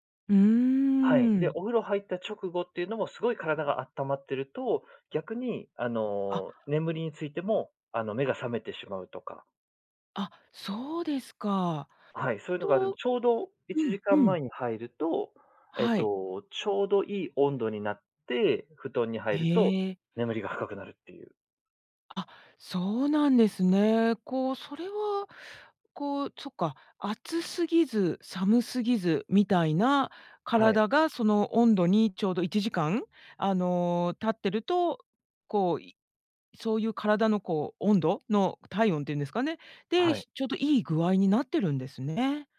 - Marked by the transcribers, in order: none
- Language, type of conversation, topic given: Japanese, podcast, 睡眠の質を上げるために、普段どんな工夫をしていますか？